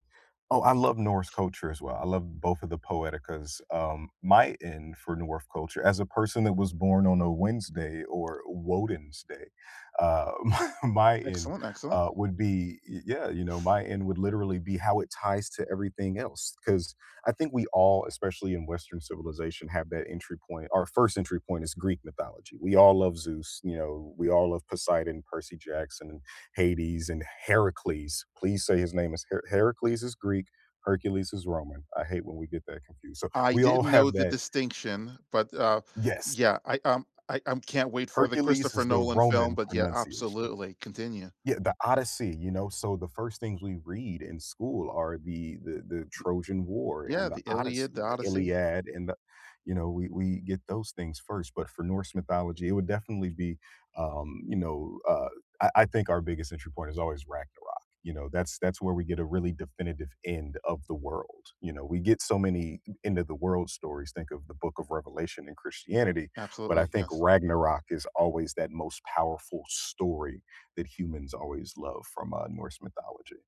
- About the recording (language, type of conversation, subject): English, unstructured, What is your favorite way to learn about a new culture?
- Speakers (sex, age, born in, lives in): male, 35-39, United States, United States; male, 45-49, United States, United States
- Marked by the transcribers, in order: chuckle; other background noise